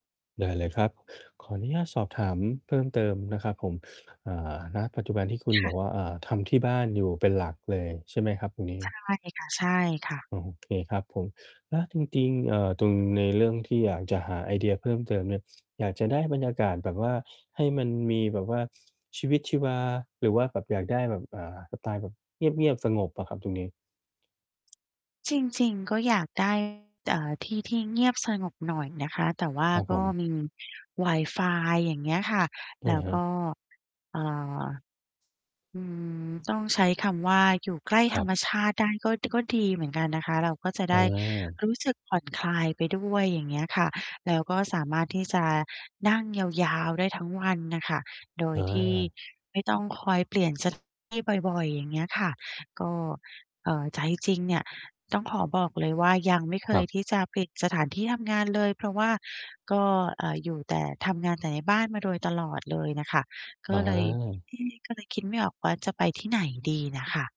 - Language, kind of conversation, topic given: Thai, advice, ฉันควรเปลี่ยนบรรยากาศที่ทำงานอย่างไรเพื่อกระตุ้นความคิดและได้ไอเดียใหม่ๆ?
- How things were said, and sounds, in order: distorted speech; mechanical hum; sniff; tapping; other background noise